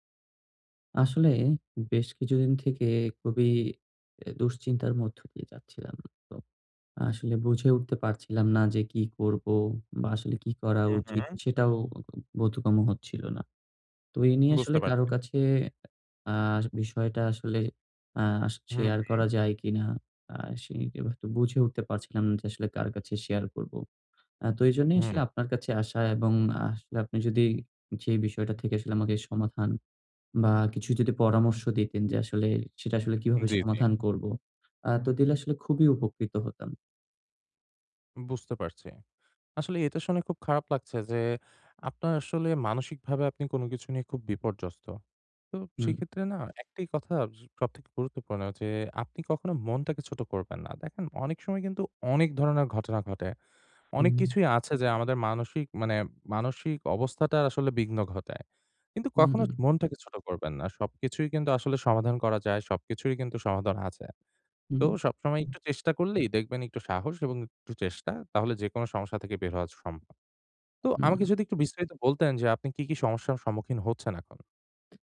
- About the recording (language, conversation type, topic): Bengali, advice, বোর হয়ে গেলে কীভাবে মনোযোগ ফিরে আনবেন?
- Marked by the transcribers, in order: none